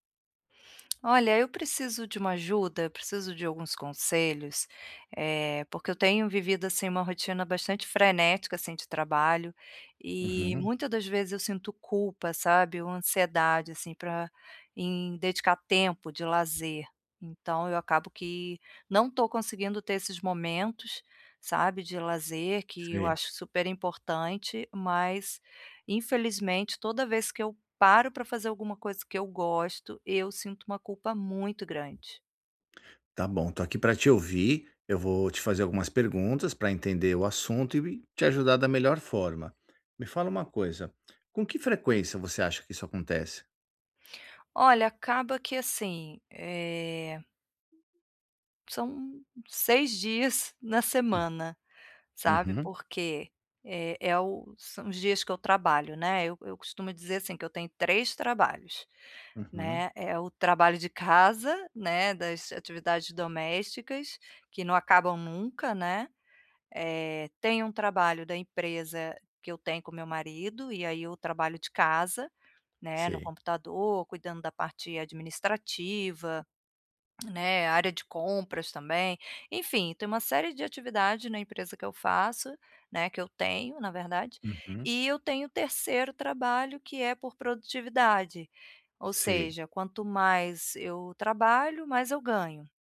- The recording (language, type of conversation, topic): Portuguese, advice, Como lidar com a culpa ou a ansiedade ao dedicar tempo ao lazer?
- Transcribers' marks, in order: tapping